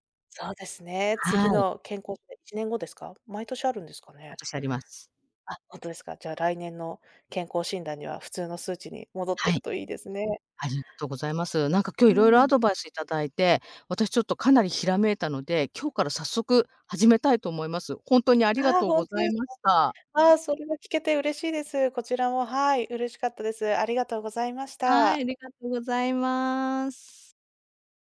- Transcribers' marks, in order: none
- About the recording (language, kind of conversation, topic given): Japanese, advice, 健康上の問題や診断を受けた後、生活習慣を見直す必要がある状況を説明していただけますか？